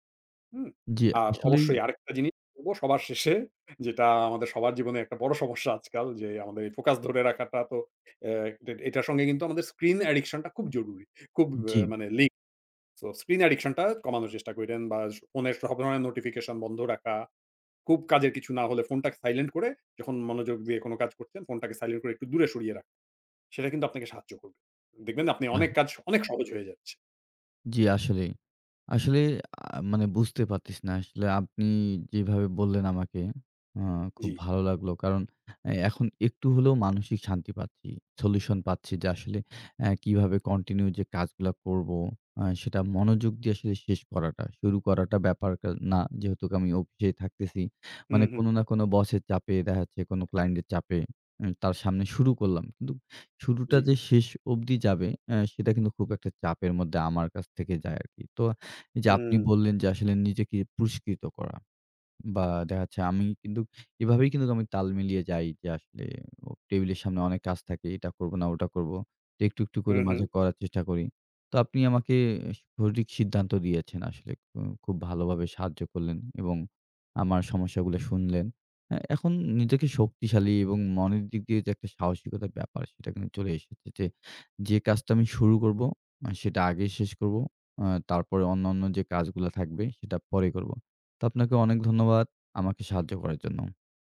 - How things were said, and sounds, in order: in English: "স্ক্রিন অ্যাডিকশন"; "লিংকড" said as "লি"; in English: "স্ক্রিন অ্যাডিকশন"; in English: "কন্টিনিউ"; "যেহেতু" said as "যেহেতুক"
- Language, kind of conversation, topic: Bengali, advice, কাজের সময় ঘন ঘন বিঘ্ন হলে মনোযোগ ধরে রাখার জন্য আমি কী করতে পারি?